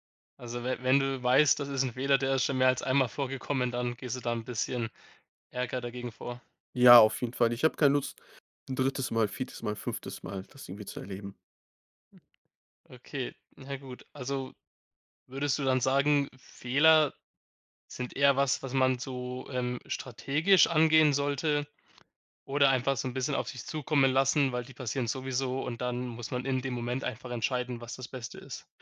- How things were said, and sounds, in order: none
- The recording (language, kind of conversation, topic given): German, podcast, Welche Rolle spielen Fehler in deinem Lernprozess?